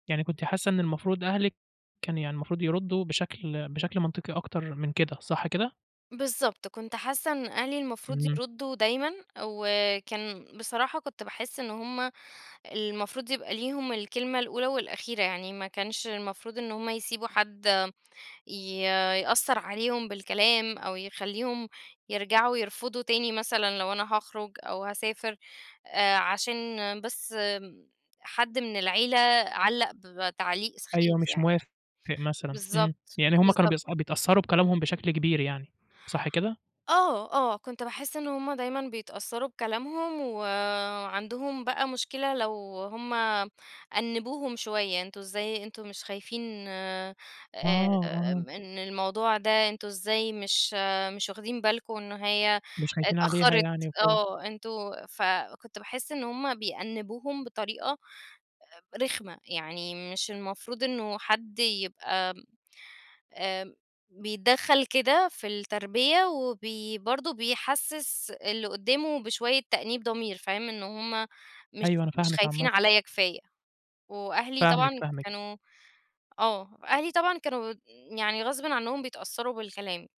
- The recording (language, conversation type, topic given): Arabic, podcast, إزاي تتعامل مع تأثير العيلة الكبيرة على تربية ولادك؟
- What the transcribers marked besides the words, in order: tapping